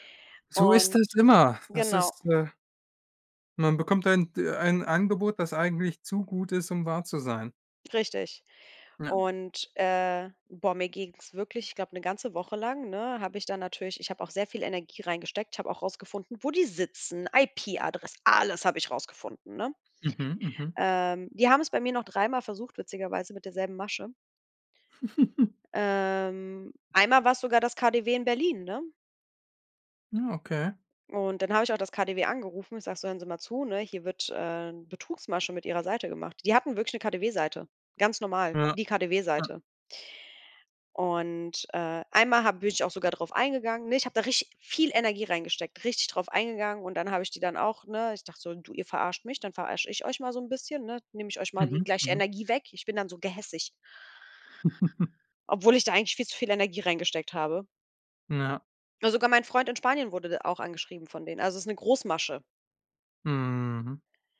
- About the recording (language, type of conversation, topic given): German, podcast, Was hilft dir, nach einem Fehltritt wieder klarzukommen?
- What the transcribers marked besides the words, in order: put-on voice: "alles"; chuckle; drawn out: "Ähm"; "richtig" said as "rich"; chuckle; drawn out: "Mhm"